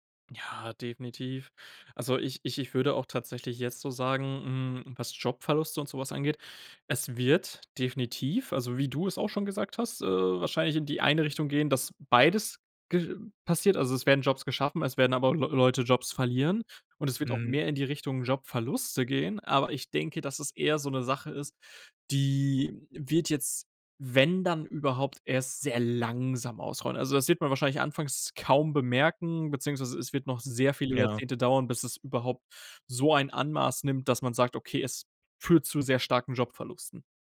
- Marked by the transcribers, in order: stressed: "Jobverluste"; drawn out: "die"; stressed: "wenn"; stressed: "langsam"; "Ausmaß" said as "Anmaß"
- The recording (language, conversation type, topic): German, podcast, Wie wird künstliche Intelligenz unsere Arbeit zu Hause und im Büro beeinflussen?
- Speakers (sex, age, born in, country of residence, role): male, 20-24, Germany, Germany, host; male, 30-34, Germany, Germany, guest